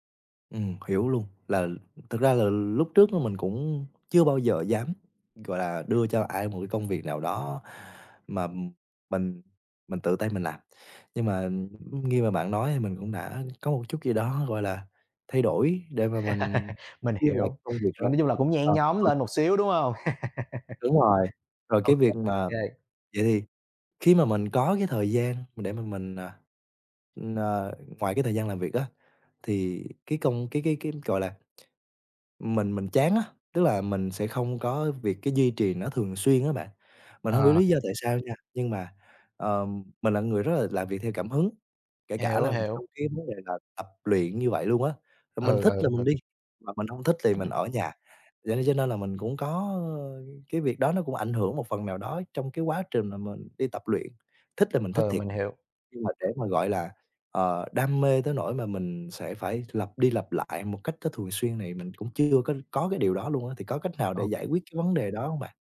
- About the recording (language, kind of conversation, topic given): Vietnamese, advice, Làm sao duy trì tập luyện đều đặn khi lịch làm việc quá bận?
- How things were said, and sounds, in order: tapping; other background noise; laugh; unintelligible speech; laugh